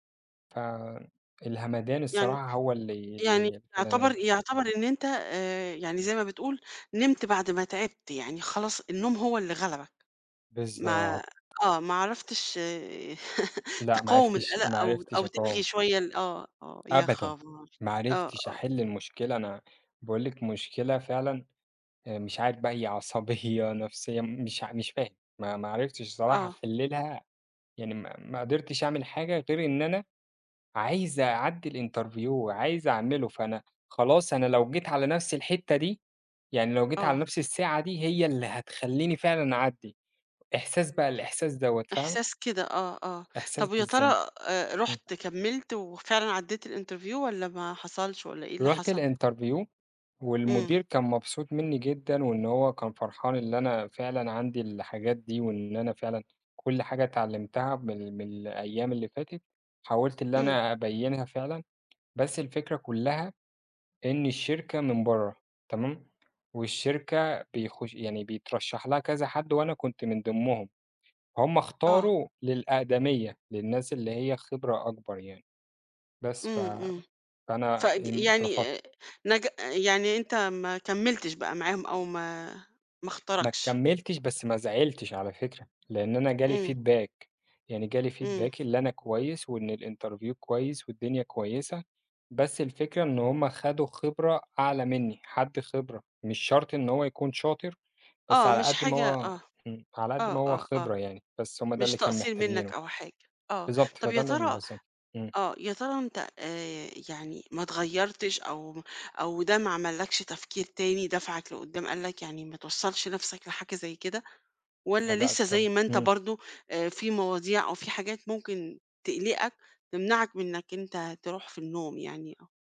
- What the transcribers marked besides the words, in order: laugh; laughing while speaking: "عصبية"; in English: "الinterview"; tapping; in English: "الinterview"; in English: "الinterview"; in English: "feedback"; in English: "feedback"; in English: "الinterview"
- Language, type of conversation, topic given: Arabic, podcast, إزاي بتتعامل مع القلق اللي بيمنعك من النوم؟